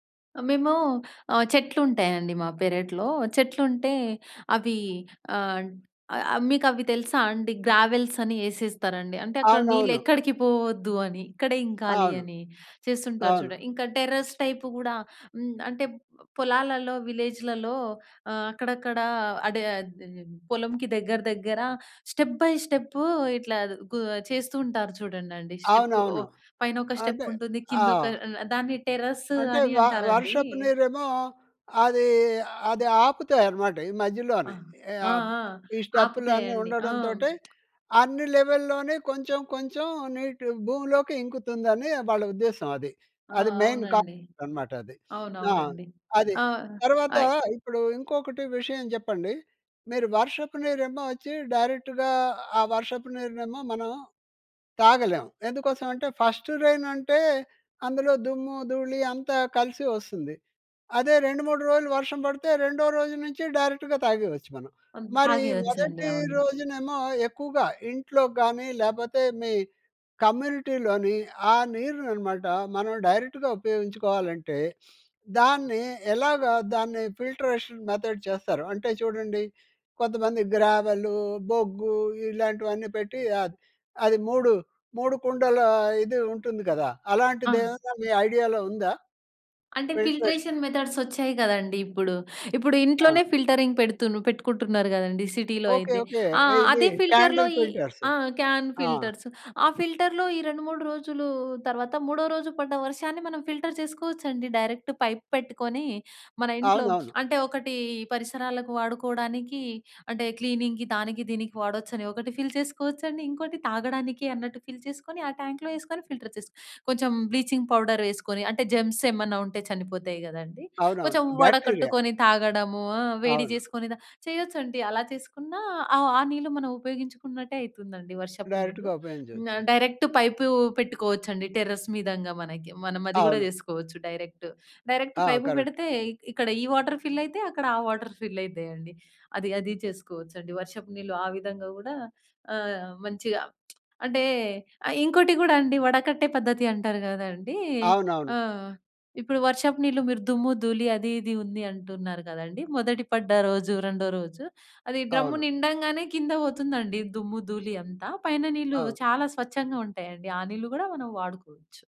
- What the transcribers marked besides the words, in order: in English: "గ్రావెల్స్"; in English: "టెర్రస్ టైప్"; in English: "విలేజ్‌లలో"; in English: "స్టెప్ బై స్టెప్"; in English: "స్టెప్"; in English: "స్టెప్"; in English: "టెర్రస్"; in English: "లెవెల్‍లోనే"; tongue click; in English: "మెయిన్ కాన్సెప్ట్"; sniff; in English: "డైరెక్ట్‌గా"; in English: "ఫస్ట్ రేన్"; in English: "డైరెక్ట్‌గా"; in English: "కమ్యూనిటీలోని"; in English: "డైరెక్ట్‌గా"; sniff; in English: "ఫిల్ట్రేషన్ మెథడ్"; in English: "ఐడియాలో"; in English: "ఫిల్టరేషన్"; in English: "ఫిల్ట్రేషన్ మెథడ్స్"; in English: "ఫిల్టింగ్"; in English: "సిటీలో"; in English: "క్యాండిల్ ఫీలటర్స్"; in English: "ఫిల్టర్‌లో"; in English: "క్యాన్ ఫిల్టర్స్"; in English: "ఫిల్టర్‌లో"; in English: "ఫిల్టర్"; in English: "డైరెక్ట్ పైప్"; in English: "క్లీనింగ్‌కి"; in English: "ఫిల్"; in English: "ఫిల్"; in English: "ట్యాంక్‌లో"; in English: "ఫిల్టర్"; in English: "బ్లీచింగ్ పౌడర్"; in English: "బాక్టీరియా"; in English: "జెమ్స్"; in English: "డైరెక్ట్‌గా"; in English: "డైరెక్ట్"; in English: "టెర్రస్"; in English: "కరెక్ట్"; in English: "డైరెక్ట్. డైరెక్ట్"; in English: "వాటర్ ఫిల్"; in English: "వాటర్ ఫిల్"; lip smack
- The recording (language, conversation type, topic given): Telugu, podcast, వర్షపు నీటిని సేకరించడానికి మీకు తెలియిన సులభమైన చిట్కాలు ఏమిటి?